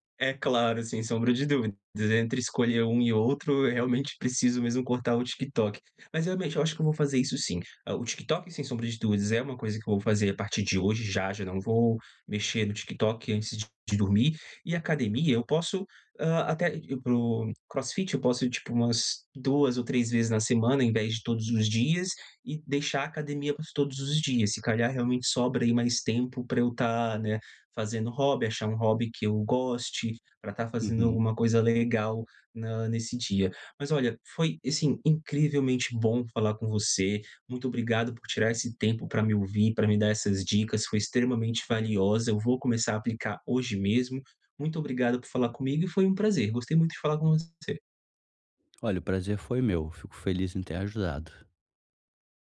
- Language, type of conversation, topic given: Portuguese, advice, Como posso conciliar o trabalho com tempo para meus hobbies?
- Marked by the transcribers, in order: other background noise